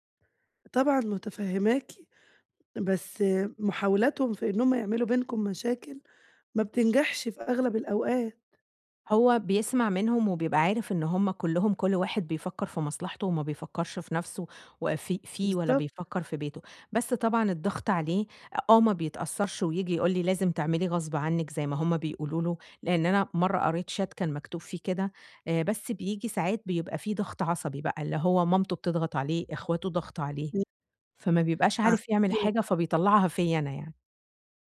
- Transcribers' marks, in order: in English: "chat"
- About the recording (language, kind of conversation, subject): Arabic, advice, إزاي أتعامل مع الزعل اللي جوايا وأحط حدود واضحة مع العيلة؟